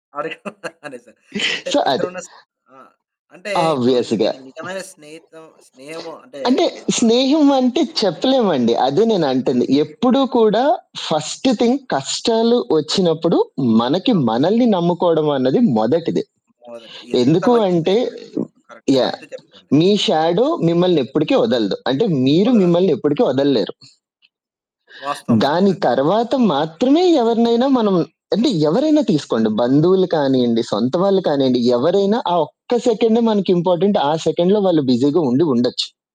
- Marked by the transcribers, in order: chuckle; in English: "సో"; in English: "ఆబ్వియస్‍గా"; other background noise; in English: "ఫస్ట్ థింగ్"; in English: "షాడో"; in English: "కరెక్ట్ కరెక్ట్"; in English: "ఇంపార్టెంట్"; in English: "సెకండ్‍లో"; in English: "బిజీగా"
- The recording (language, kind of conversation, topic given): Telugu, podcast, కష్ట సమయంలో మీ చుట్టూ ఉన్నవారు మీకు ఎలా సహాయం చేశారు?
- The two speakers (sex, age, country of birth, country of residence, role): male, 30-34, India, India, guest; male, 35-39, India, India, host